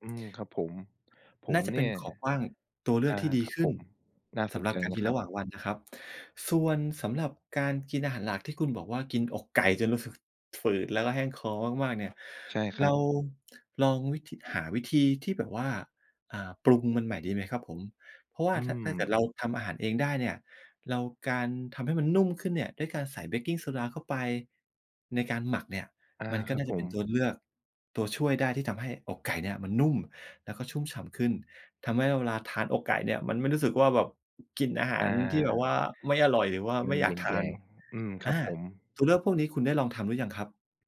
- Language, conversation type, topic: Thai, advice, จะทำอย่างไรดีถ้าอยากกินอาหารเพื่อสุขภาพแต่ยังชอบกินขนมระหว่างวัน?
- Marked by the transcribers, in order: none